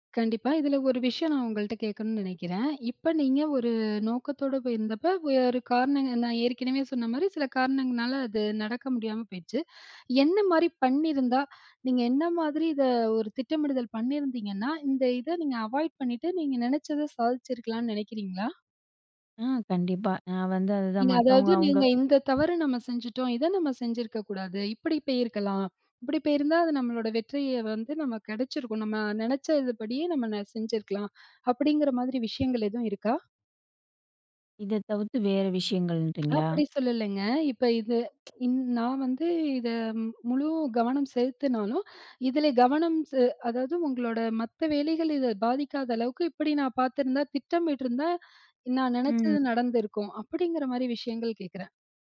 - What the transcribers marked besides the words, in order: "போயிருந்தா" said as "பேயிருந்தா"; tsk
- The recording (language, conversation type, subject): Tamil, podcast, நீ உன் வெற்றியை எப்படி வரையறுக்கிறாய்?